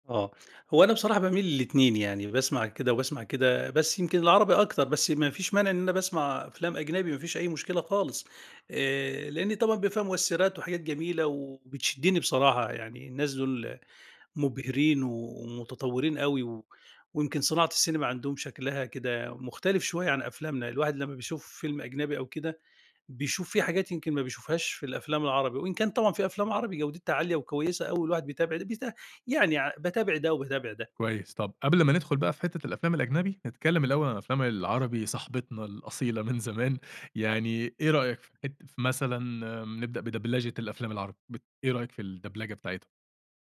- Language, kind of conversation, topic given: Arabic, podcast, إيه رأيك في دبلجة الأفلام للّغة العربية؟
- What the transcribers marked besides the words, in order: tapping